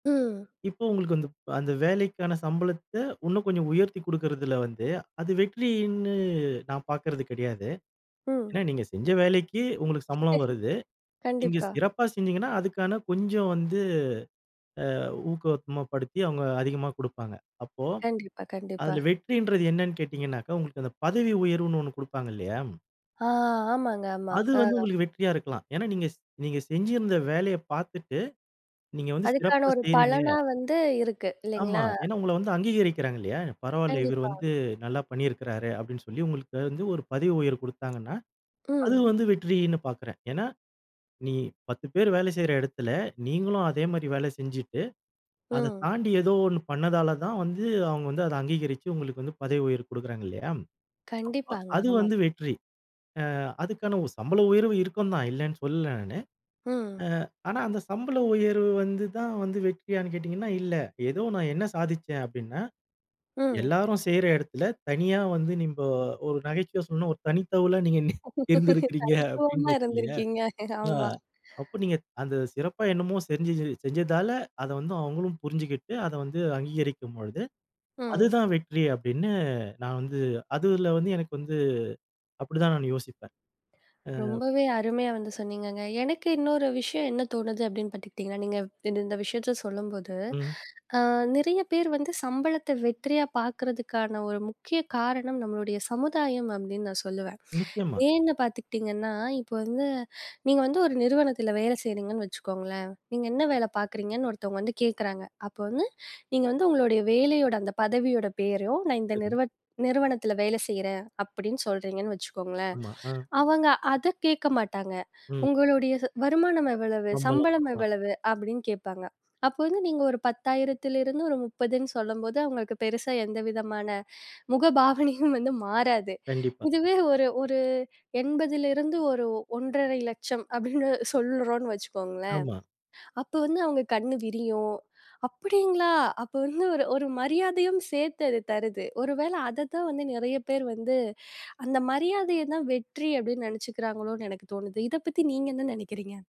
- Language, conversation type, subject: Tamil, podcast, வெற்றி என்றால் சம்பளம் மட்டும்தானா, அல்லது அதற்கு வேறு முக்கிய அம்சங்களும் உள்ளனவா?
- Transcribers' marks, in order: "இன்னும்" said as "உன்னும்"; drawn out: "வெற்றியின்னு"; laugh; "ஊக்கப்படுத்தி" said as "ஊக்கவத்மாபடுத்தி"; other background noise; "நம்போ" said as "நீம்போ"; laughing while speaking: "தனித்துவமா இருந்திருக்கீங்க. ஆமா"; "தனித்தவுங்களா" said as "தனித்தவளா"; laughing while speaking: "நீங்க நீ இருந்திருக்கிறீங்க அப்படின்னு இருக்கு இல்லையா"; "பார்த்துக்கீட்டிங்கன்னா" said as "பார்த்துட்டீங்கன்னா"; inhale; inhale; inhale; inhale; inhale; inhale; laughing while speaking: "முகபாவனையும்"; inhale; inhale; put-on voice: "அப்படிங்களா!"; inhale; anticipating: "இதை பத்தி நீங்க என்ன நெனைக்கிறீங்க?"